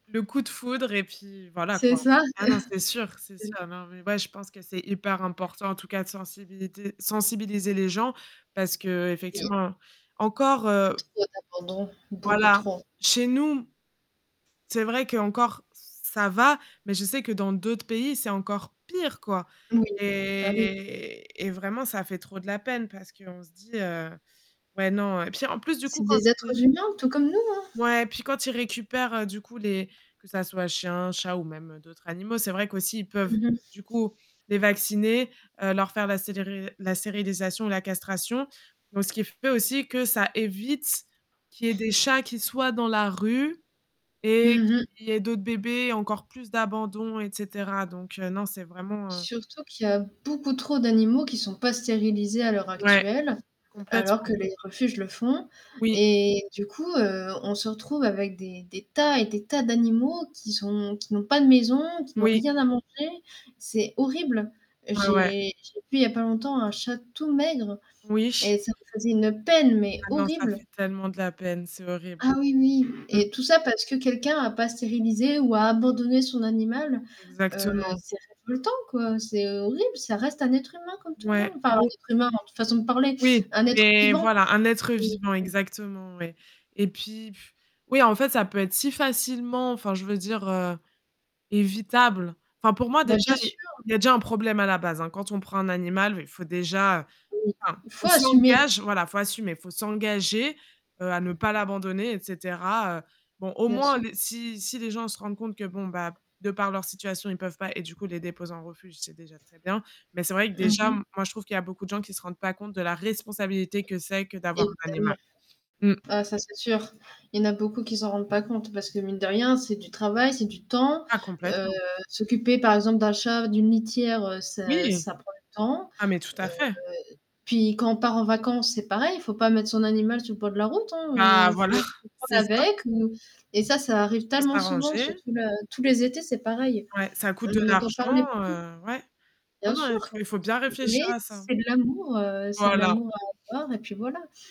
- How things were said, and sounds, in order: static; chuckle; other background noise; distorted speech; tapping; drawn out: "Et"; scoff; chuckle; chuckle
- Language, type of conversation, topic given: French, unstructured, Quels arguments peut-on utiliser pour convaincre quelqu’un d’adopter un animal dans un refuge ?
- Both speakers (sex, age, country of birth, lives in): female, 25-29, France, France; female, 30-34, France, France